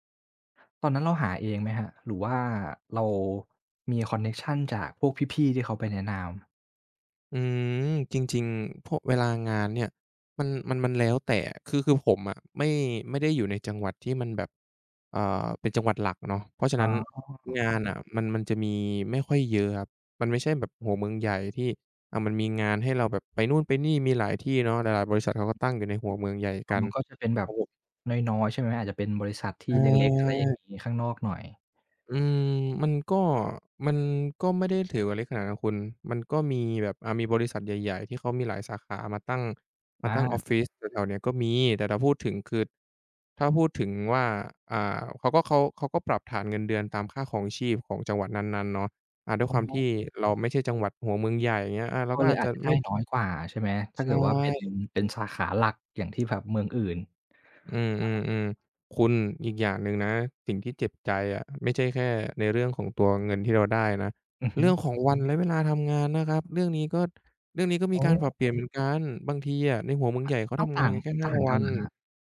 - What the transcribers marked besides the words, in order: other background noise; tapping
- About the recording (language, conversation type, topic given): Thai, podcast, งานของคุณทำให้คุณรู้สึกว่าเป็นคนแบบไหน?
- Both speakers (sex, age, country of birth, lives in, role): male, 20-24, Thailand, Thailand, guest; male, 25-29, Thailand, Thailand, host